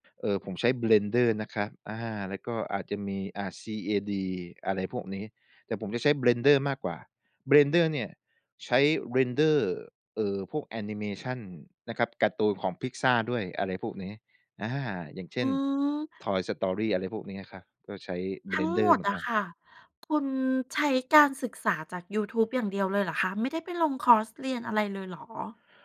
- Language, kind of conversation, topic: Thai, podcast, คุณทำโปรเจกต์ในโลกจริงเพื่อฝึกทักษะของตัวเองอย่างไร?
- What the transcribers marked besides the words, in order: in English: "Render"